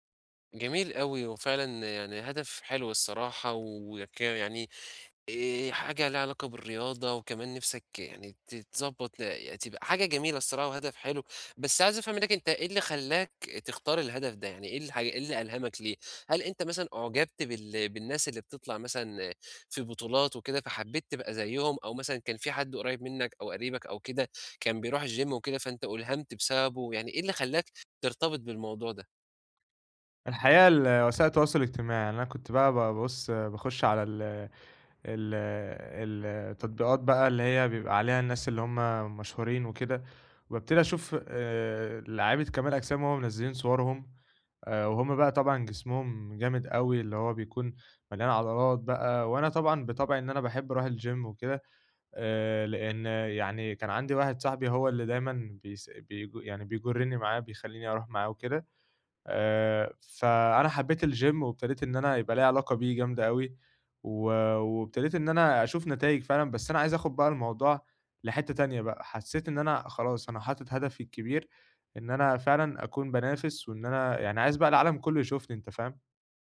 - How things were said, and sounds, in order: in English: "الGym"; in English: "الGym"; in English: "الGym"
- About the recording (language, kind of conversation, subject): Arabic, advice, ازاي أحوّل هدف كبير لعادات بسيطة أقدر ألتزم بيها كل يوم؟